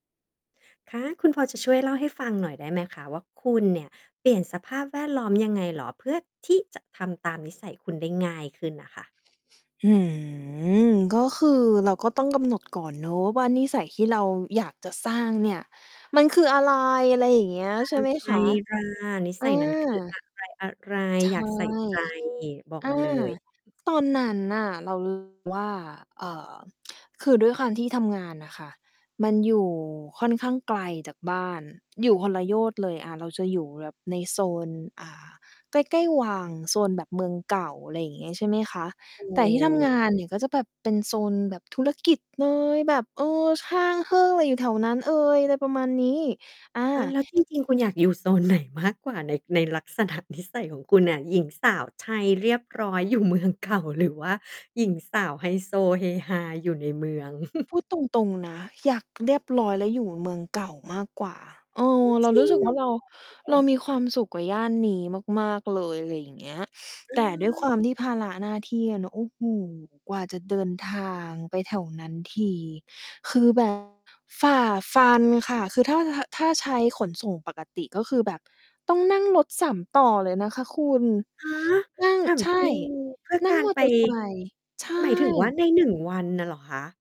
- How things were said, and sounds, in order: distorted speech; other background noise; tsk; laughing while speaking: "โซนไหนมากกว่า ใน ในลักษณะนิสัย"; laughing while speaking: "อยู่เมืองเก่า"; chuckle; unintelligible speech
- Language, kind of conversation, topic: Thai, podcast, คุณปรับสภาพแวดล้อมรอบตัวอย่างไรให้ทำตามนิสัยได้ง่ายขึ้น?